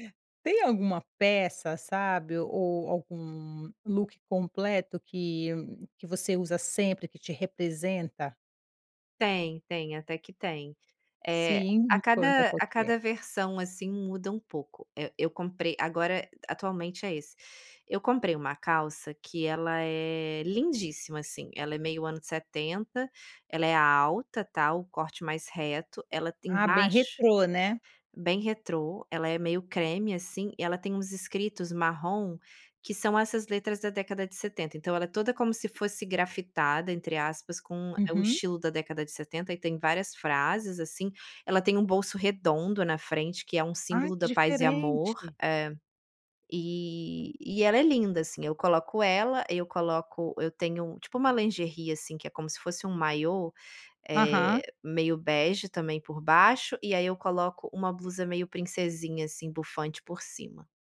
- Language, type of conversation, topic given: Portuguese, podcast, Como a relação com seu corpo influenciou seu estilo?
- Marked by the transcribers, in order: other background noise; tapping; in French: "lingerie"